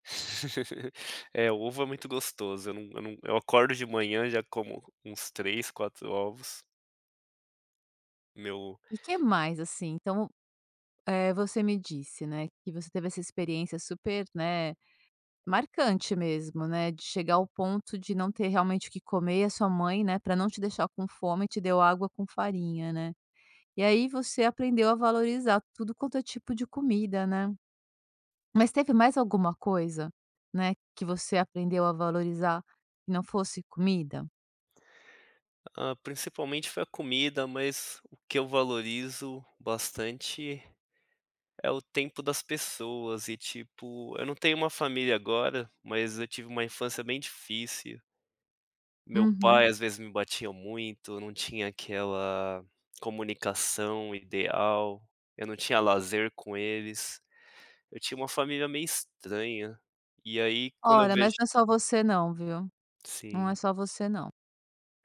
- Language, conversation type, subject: Portuguese, podcast, Qual foi o momento que te ensinou a valorizar as pequenas coisas?
- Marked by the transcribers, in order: laugh; "Olha" said as "Ora"